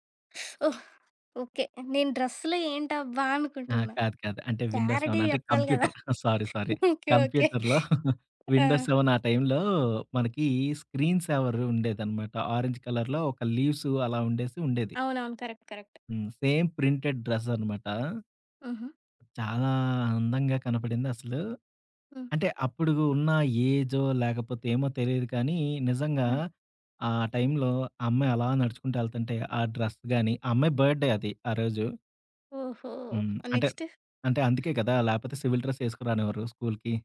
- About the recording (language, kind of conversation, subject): Telugu, podcast, ఏ సంభాషణ ఒకరోజు నీ జీవిత దిశను మార్చిందని నీకు గుర్తుందా?
- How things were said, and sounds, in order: shush; in English: "విండోస్ సెవెన్"; in English: "క్లారిటీగ"; giggle; in English: "సారీ సారీ"; laughing while speaking: "ఓకే. ఓకే"; giggle; in English: "విండోస్ సెవెన్"; in English: "స్క్రీన్ సేవర్"; in English: "ఆరంజ్ కలర్‌లో"; in English: "లీవ్స్"; in English: "కరెక్ట్. కరెక్ట్"; other background noise; in English: "సేమ్ ప్రింటెడ్"; in English: "డ్రెస్"; in English: "బడ్డే"; in English: "సివిల్"